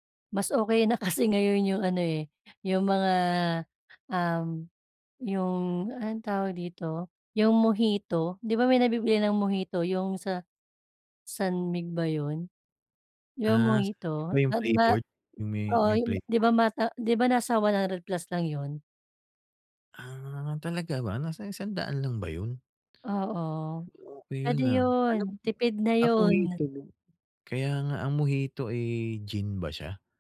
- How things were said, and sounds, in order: none
- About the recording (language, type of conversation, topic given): Filipino, advice, Paano tayo makakapagkasaya nang hindi gumagastos nang malaki kahit limitado ang badyet?